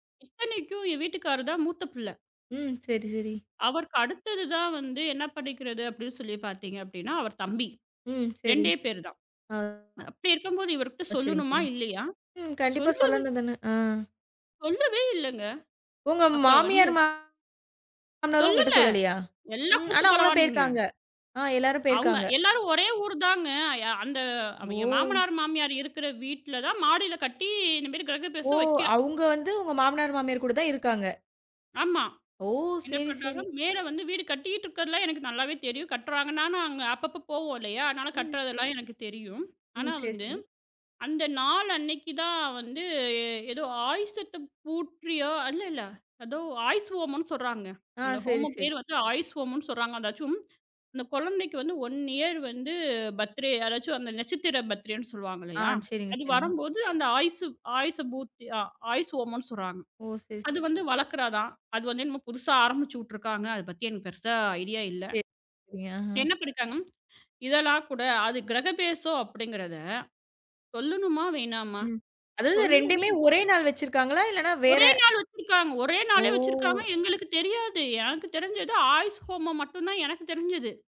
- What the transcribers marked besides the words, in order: angry: "சொல்லல. எல்லாம் கூட்டுக் கலவாணிங்க"; drawn out: "ஓ!"; "வக்கிறாங்க" said as "வக்கிறா"; drawn out: "ஓ!"; in English: "ஒன் இயர்"; in English: "பர்த்டே"; angry: "ஒரே நாள் வச்சிருக்காங்க. ஒரே நாளே வச்சிருக்காங்க, எங்களுக்குத் தெரியாது"; drawn out: "ஓ!"
- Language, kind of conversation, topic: Tamil, podcast, மன்னிப்பு கேட்காத ஒருவரை நீங்கள் எப்படிச் சமாளித்து பேசலாம்?